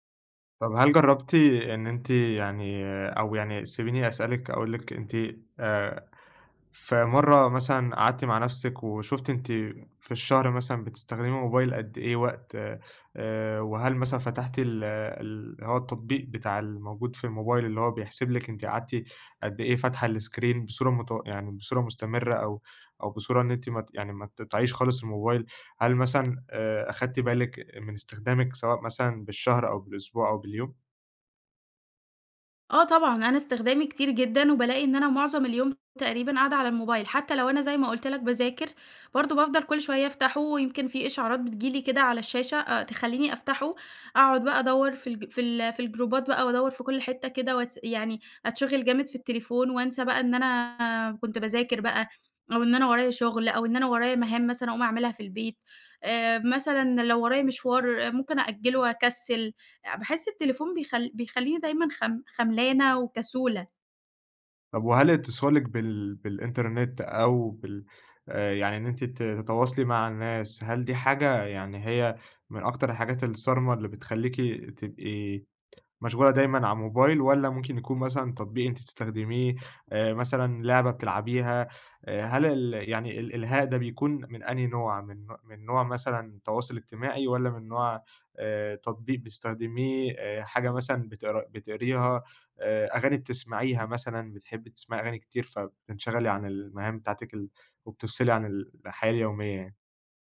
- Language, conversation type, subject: Arabic, advice, إزاي الموبايل والسوشيال ميديا بيشتتوا انتباهك طول الوقت؟
- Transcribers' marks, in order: in English: "الScreen"; in English: "الجروبات"; tapping